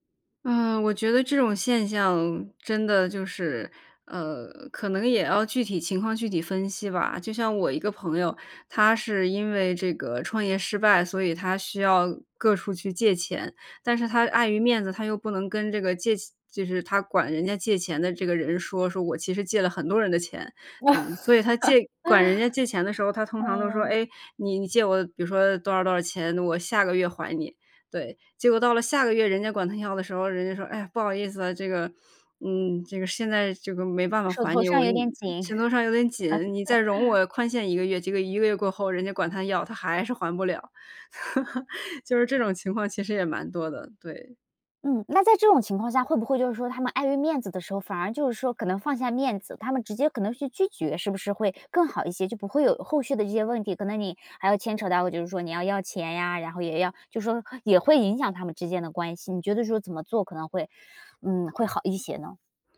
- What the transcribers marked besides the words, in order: laughing while speaking: "哇，啊"; "手头" said as "钱头"; chuckle; laugh
- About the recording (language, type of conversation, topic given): Chinese, podcast, 你怎么看“说到做到”在日常生活中的作用？